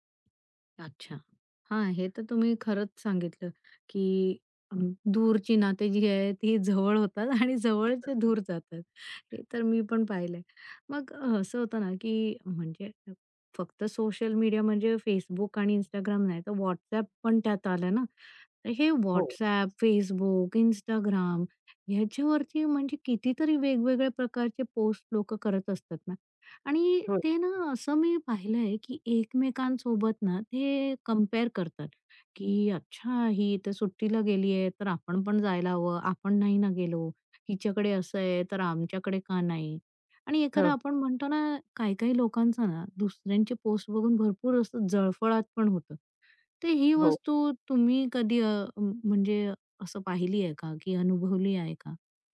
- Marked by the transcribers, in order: other background noise; tapping
- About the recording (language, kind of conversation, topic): Marathi, podcast, सोशल मीडियामुळे मैत्री आणि कौटुंबिक नात्यांवर तुम्हाला कोणते परिणाम दिसून आले आहेत?